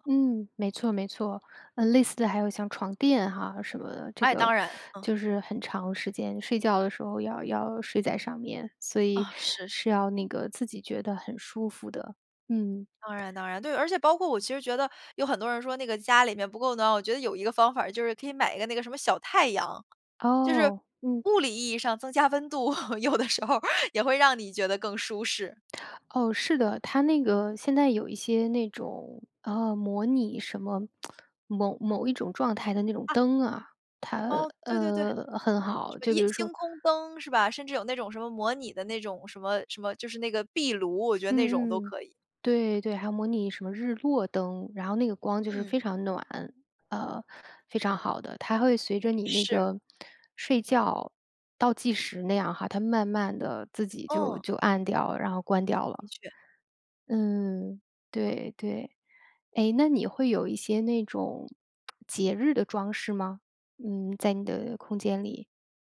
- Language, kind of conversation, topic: Chinese, podcast, 有哪些简单的方法能让租来的房子更有家的感觉？
- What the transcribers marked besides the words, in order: laughing while speaking: "增加温度，有的时候"